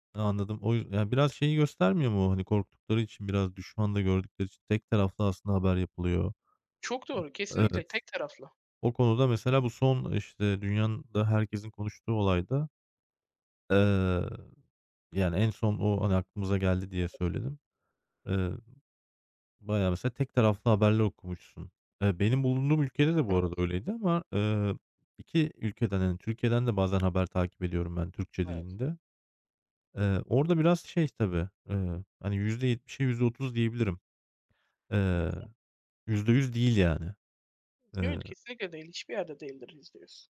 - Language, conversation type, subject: Turkish, unstructured, Son zamanlarda dünyada en çok konuşulan haber hangisiydi?
- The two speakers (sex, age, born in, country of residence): male, 20-24, Turkey, Finland; male, 35-39, Turkey, Germany
- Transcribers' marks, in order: other background noise; tapping